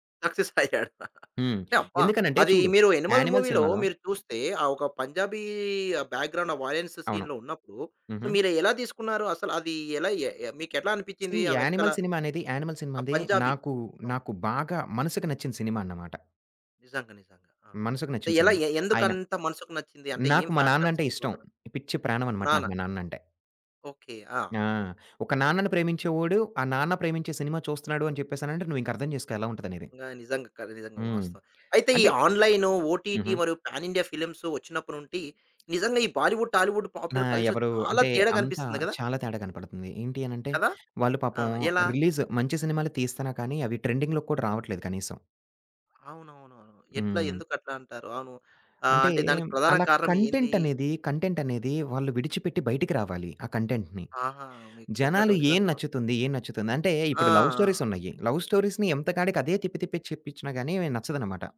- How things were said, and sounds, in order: laughing while speaking: "సక్సెస్ అయ్యాడు"; in English: "సక్సెస్"; in English: "మూవీ‌లో"; other background noise; in English: "బ్యాక్‌గ్రౌండ్"; in English: "వయొలెన్స్ సీన్‌లో"; in English: "సో"; in English: "సీ"; in English: "ఫ్యాక్టర్స్"; in English: "ఓటీటీ"; in English: "పాన్ ఇండియా ఫిల్మ్స్"; in English: "బాలీవుడ్, టాలీవుడ్ పాపులర్ కల్చర్"; horn; in English: "రిలీజ్"; in English: "ట్రెండింగ్‌లోకి"; in English: "కంటెంట్"; in English: "కంటెంట్"; in English: "కంటెంట్‌ని"; in English: "లవ్"; in English: "లవ్ స్టోరీస్‌ని"
- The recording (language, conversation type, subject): Telugu, podcast, బాలీవుడ్ మరియు టాలీవుడ్‌ల పాపులర్ కల్చర్‌లో ఉన్న ప్రధాన తేడాలు ఏమిటి?